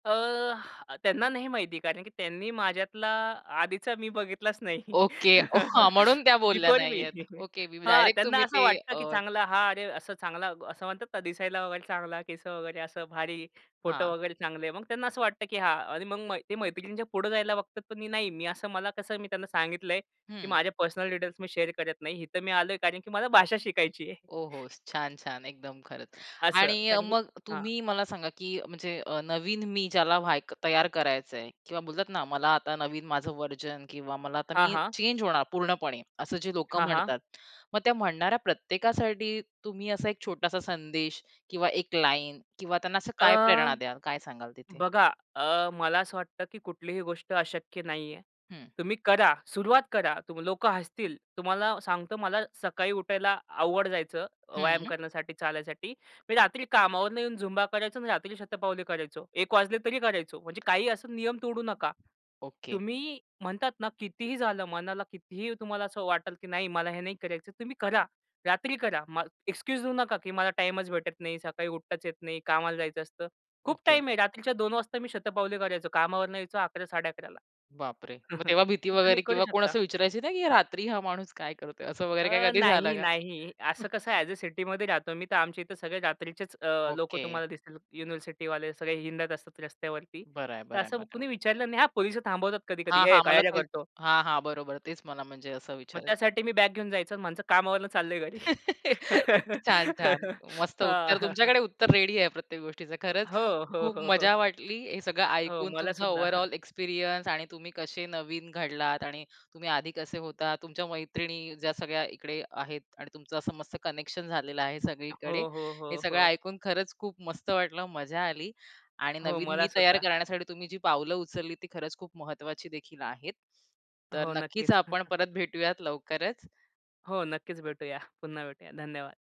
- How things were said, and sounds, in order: chuckle; laughing while speaking: "बिफोर मी"; laughing while speaking: "हां"; horn; other background noise; unintelligible speech; in English: "शेअर"; tapping; in English: "व्हर्जन"; in English: "एक्सक्यूज"; chuckle; other noise; in English: "ॲज अ सिटीमध्ये"; chuckle; put-on voice: "ए काय रे करतो"; chuckle; laughing while speaking: "हां, हां, हां"; in English: "रेडी"; laughing while speaking: "सुद्धा"; in English: "ओव्हरऑल"; chuckle
- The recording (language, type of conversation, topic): Marathi, podcast, नवीन ‘मी’ घडवण्यासाठी पहिले पाऊल कोणते असावे?